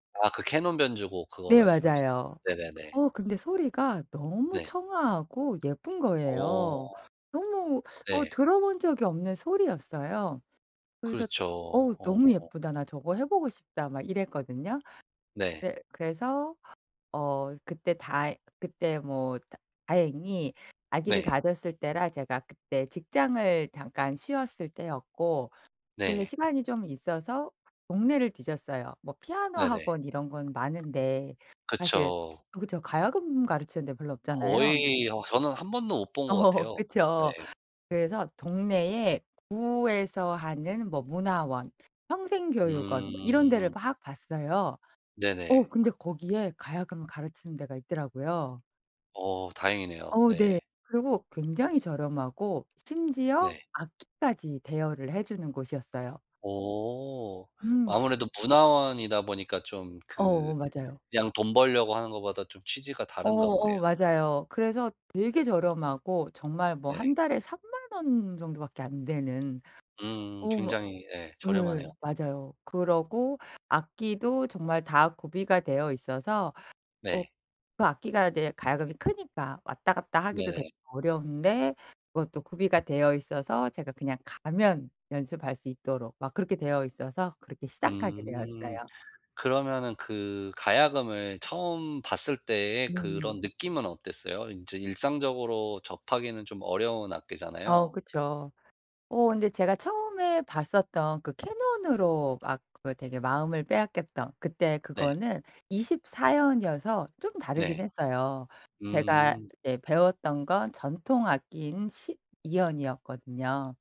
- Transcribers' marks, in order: tapping; other background noise; laughing while speaking: "어"
- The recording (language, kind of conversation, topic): Korean, podcast, 그 취미는 어떻게 시작하게 되셨어요?